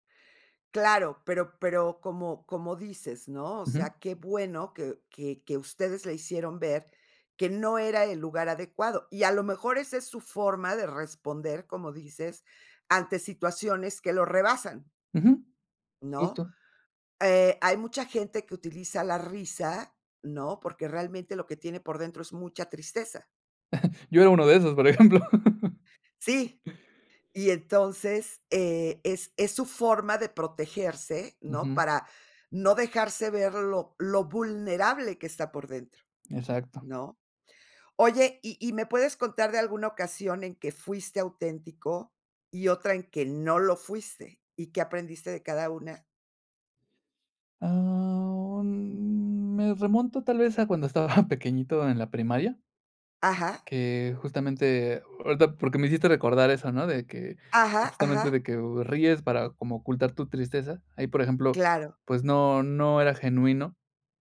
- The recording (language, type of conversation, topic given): Spanish, podcast, ¿Qué significa para ti ser auténtico al crear?
- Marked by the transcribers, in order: chuckle; chuckle; drawn out: "Ah, mm"; laughing while speaking: "estaba"